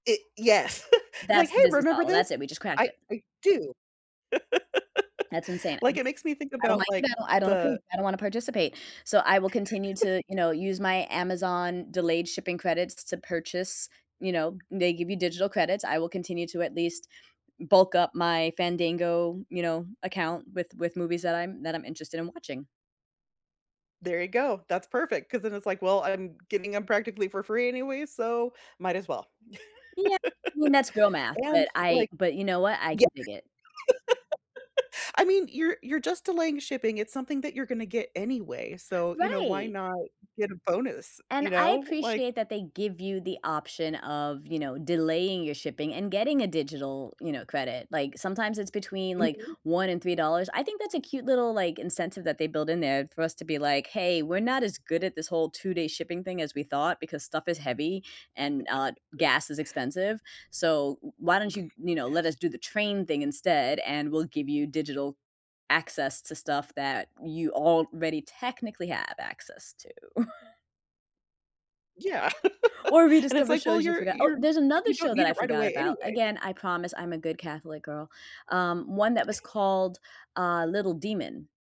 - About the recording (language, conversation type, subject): English, unstructured, Do you prefer watching one episode each night or doing a weekend marathon, and how can we turn it into a shared ritual?
- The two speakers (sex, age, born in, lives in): female, 40-44, Philippines, United States; female, 40-44, United States, United States
- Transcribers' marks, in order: chuckle; other background noise; laugh; other noise; chuckle; chuckle; chuckle; chuckle; chuckle